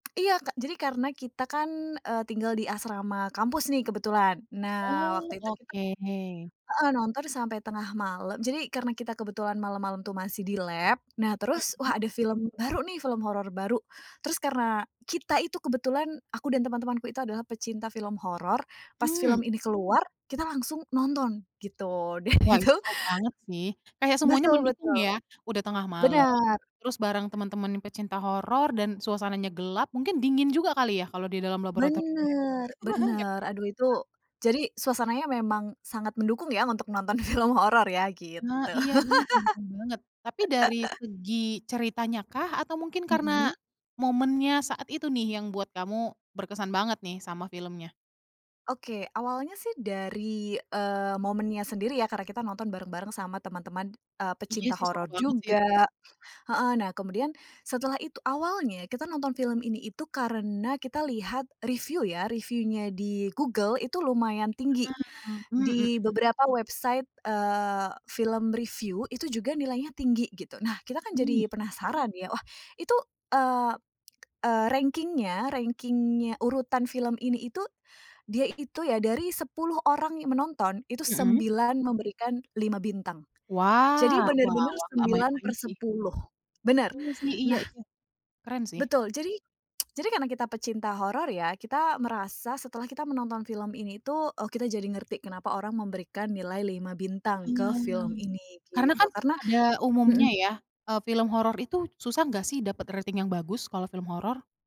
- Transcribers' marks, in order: laughing while speaking: "dan itu"; chuckle; unintelligible speech; laughing while speaking: "film horor"; laugh; in English: "website"; tapping; in English: "ranking-nya rangking-nya"; lip smack
- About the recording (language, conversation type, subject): Indonesian, podcast, Film apa yang paling berkesan buat kamu, dan kenapa?